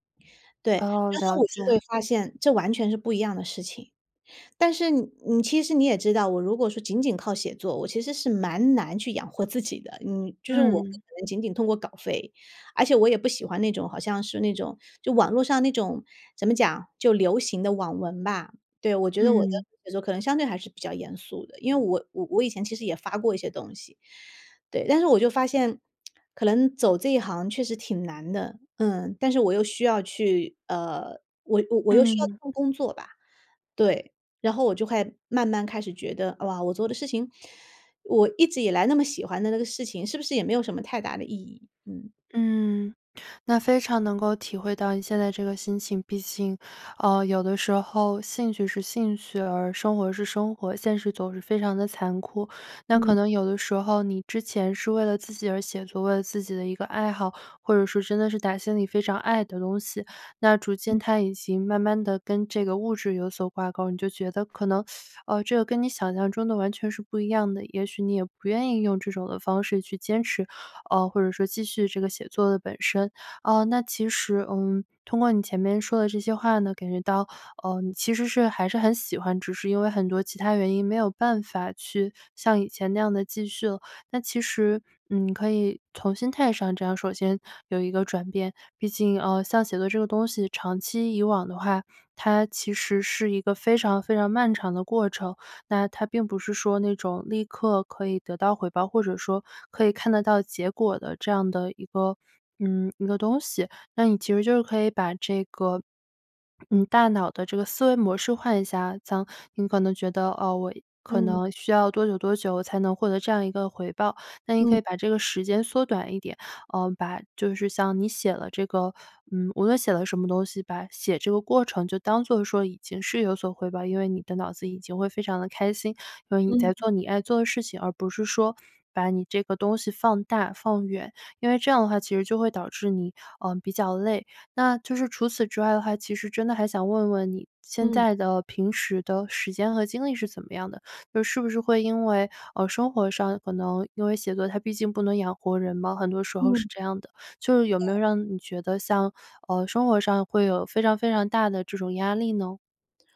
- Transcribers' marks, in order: none
- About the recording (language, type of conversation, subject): Chinese, advice, 如何表达对长期目标失去动力与坚持困难的感受